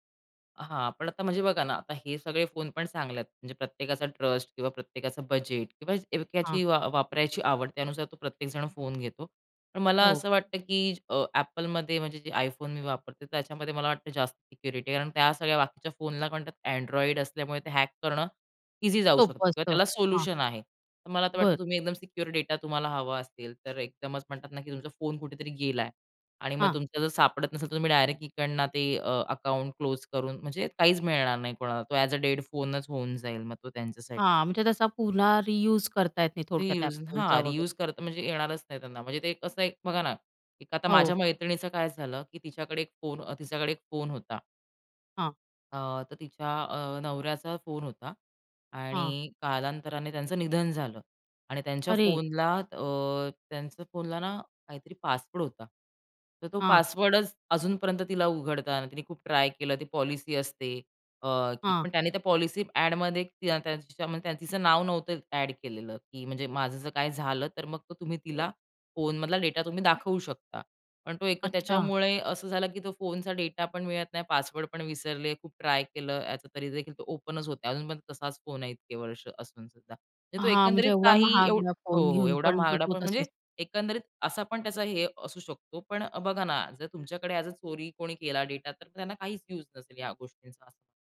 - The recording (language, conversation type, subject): Marathi, podcast, दैनिक कामांसाठी फोनवर कोणते साधन तुम्हाला उपयोगी वाटते?
- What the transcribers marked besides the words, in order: in English: "ट्रस्ट"; in English: "हॅक"; in English: "सिक्युअर डेटा"; in English: "अकाउंट क्लोज"; in English: "ॲज अ डेड"; in English: "रियूज"; in English: "रियुज"; in English: "रियुज"; in English: "पॉलिसी ॲडमध्ये"; unintelligible speech; in English: "ओपनच"; in English: "ॲज अ"